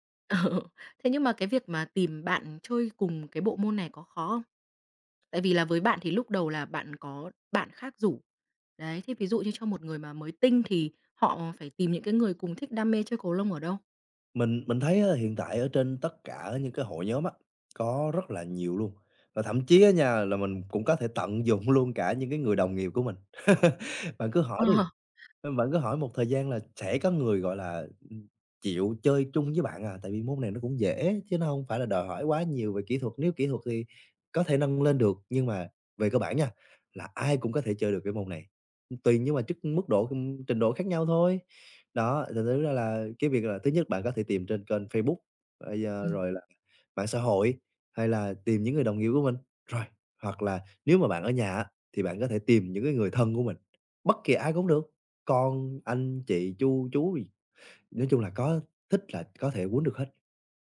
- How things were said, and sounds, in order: laughing while speaking: "Ờ"; tapping; other background noise; laughing while speaking: "luôn"; laugh
- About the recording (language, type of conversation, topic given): Vietnamese, podcast, Bạn làm thế nào để sắp xếp thời gian cho sở thích khi lịch trình bận rộn?